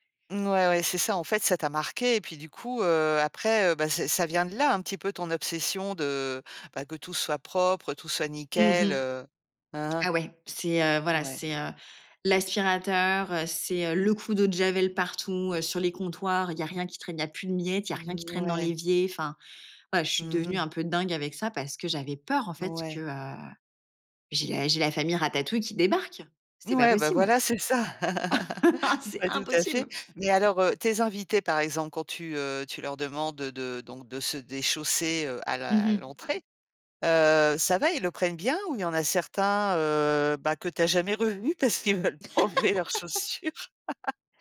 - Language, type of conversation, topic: French, podcast, Comment prépares-tu ta maison pour recevoir des invités ?
- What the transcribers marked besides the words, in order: tapping; laugh; chuckle; other background noise; laughing while speaking: "parce qu'ils ne veulent pas enlever leurs chaussures ?"; laugh